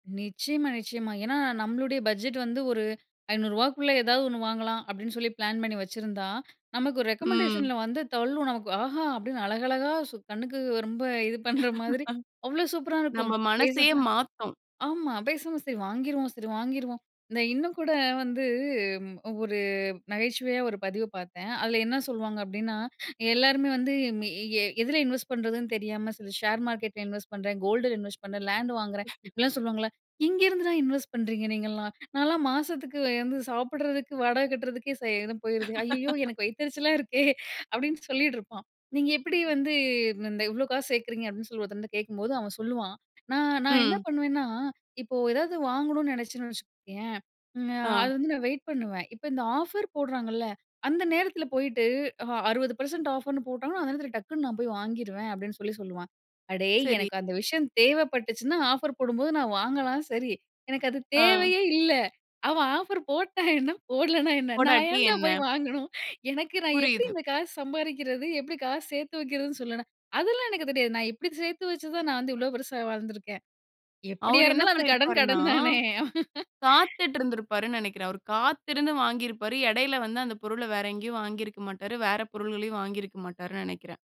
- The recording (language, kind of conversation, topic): Tamil, podcast, சமூக ஊடக அல்கோரிதங்கள் உங்கள் உள்ளடக்கத்தை எந்த விதத்தில் பாதிக்கிறது என்று நீங்கள் நினைக்கிறீர்கள்?
- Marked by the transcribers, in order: chuckle; laugh; chuckle; laughing while speaking: "எனக்கு வயிததெரிச்சலா இருக்கே"; laugh; other background noise; laughing while speaking: "அவ ஆஃபர் போட்டா என்ன, போடலன்னா என்ன"; laugh